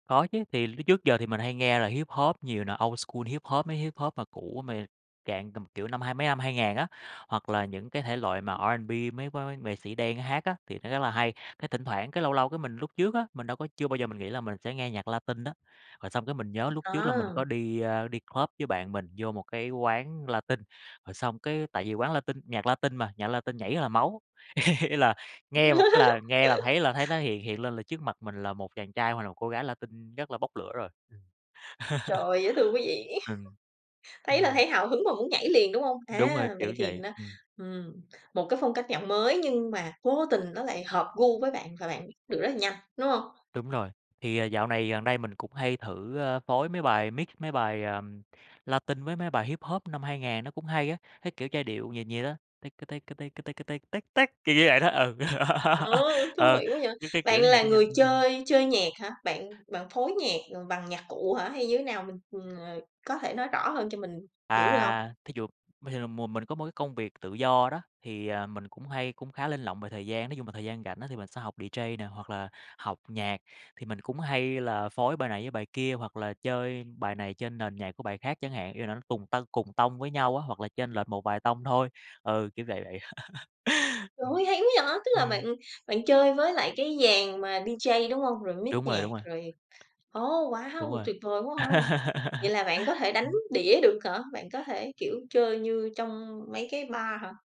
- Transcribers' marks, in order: other background noise; in English: "club"; tapping; laugh; laugh; in English: "mix"; singing: "ticka ticka ticka ticka tick tick tick"; laughing while speaking: "kiểu như vậy đó"; laugh; in English: "D-J"; laugh; in English: "D-J"; in English: "mix"; laugh
- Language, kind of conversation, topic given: Vietnamese, podcast, Bạn thường khám phá nhạc mới bằng cách nào?